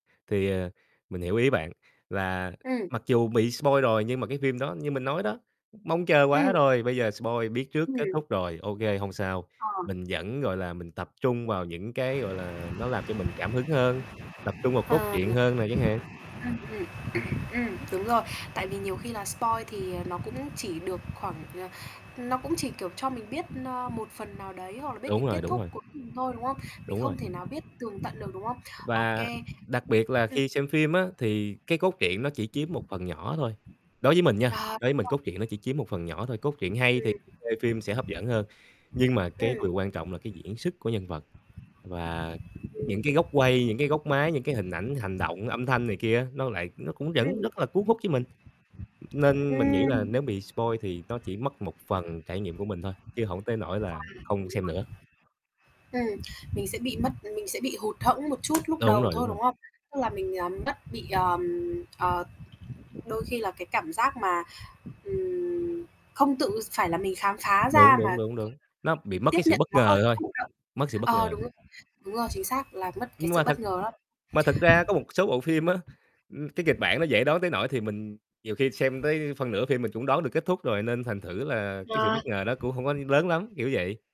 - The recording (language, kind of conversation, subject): Vietnamese, podcast, Bạn ghét bị tiết lộ nội dung trước hay thích biết trước cái kết?
- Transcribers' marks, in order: in English: "spoil"; tapping; in English: "spoil"; distorted speech; static; throat clearing; in English: "spoil"; unintelligible speech; unintelligible speech; in English: "spoil"; other background noise; unintelligible speech; laughing while speaking: "á"